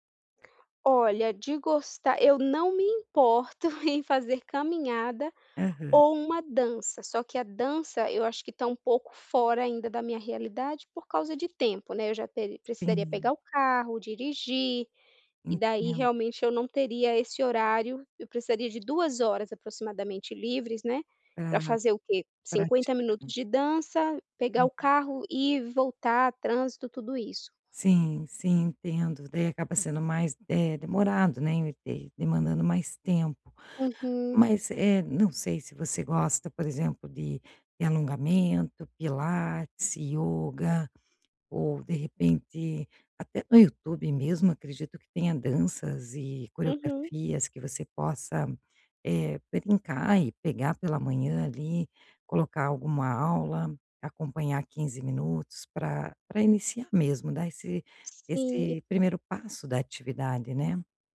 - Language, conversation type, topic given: Portuguese, advice, Por que eu sempre adio começar a praticar atividade física?
- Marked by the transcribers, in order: chuckle; tapping